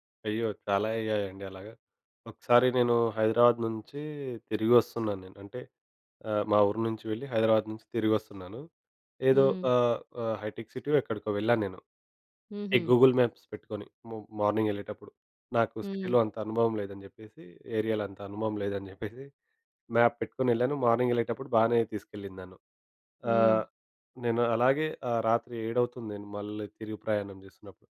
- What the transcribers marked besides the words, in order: other background noise; in English: "గూగుల్ మ్యాప్స్"; in English: "మార్నింగ్"; in English: "సిటీలో"; in English: "ఏరియాలో"; in English: "మ్యాప్"; in English: "మార్నింగ్"
- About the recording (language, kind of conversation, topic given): Telugu, podcast, టెక్నాలజీ లేకపోయినప్పుడు మీరు దారి ఎలా కనుగొన్నారు?